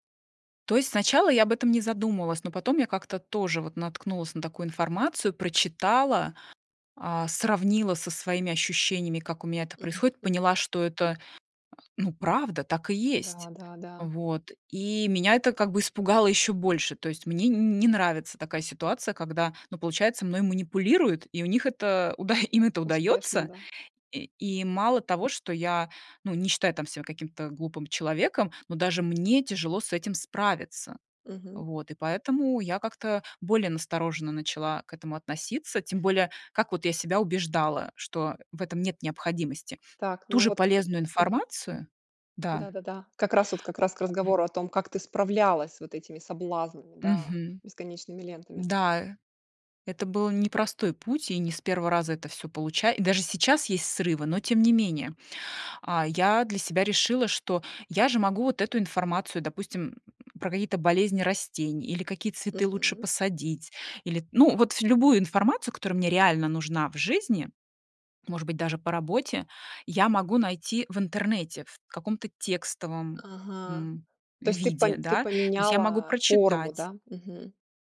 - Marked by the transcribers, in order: tapping; laughing while speaking: "уда"; grunt
- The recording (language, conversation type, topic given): Russian, podcast, Как вы справляетесь с бесконечными лентами в телефоне?